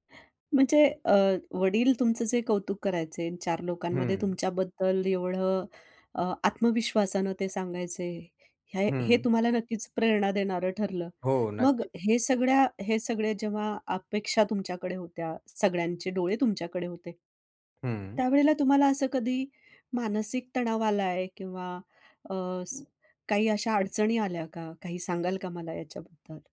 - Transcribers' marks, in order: tapping
- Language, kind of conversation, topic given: Marathi, podcast, कुटुंबाच्या अपेक्षा एखाद्याच्या यशावर किती प्रभाव टाकतात?